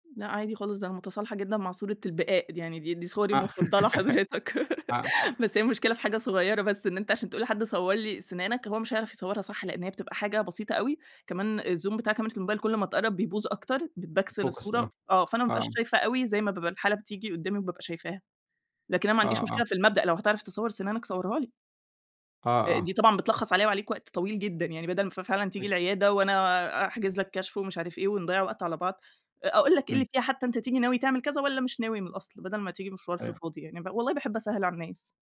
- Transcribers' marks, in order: laughing while speaking: "حضرتك"; laugh; in English: "الزوم"; in English: "بتبكسل"; in English: "focus"; unintelligible speech
- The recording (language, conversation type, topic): Arabic, podcast, إمتى بتقرر تبعت رسالة صوتية وإمتى تكتب رسالة؟